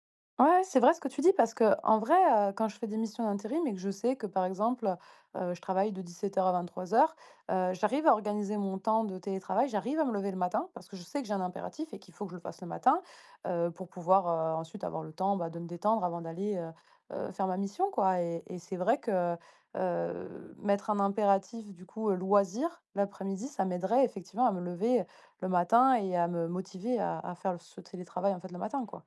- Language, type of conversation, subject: French, advice, Pourquoi est-ce que je procrastine malgré de bonnes intentions et comment puis-je rester motivé sur le long terme ?
- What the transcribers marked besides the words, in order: other background noise